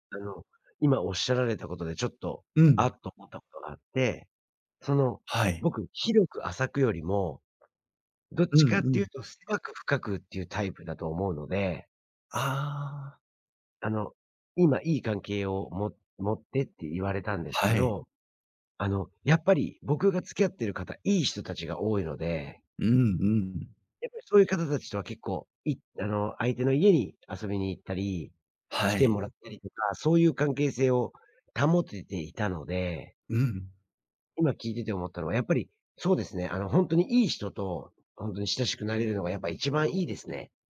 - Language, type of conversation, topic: Japanese, advice, 引っ越してきた地域で友人がいないのですが、どうやって友達を作ればいいですか？
- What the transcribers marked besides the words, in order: tapping; swallow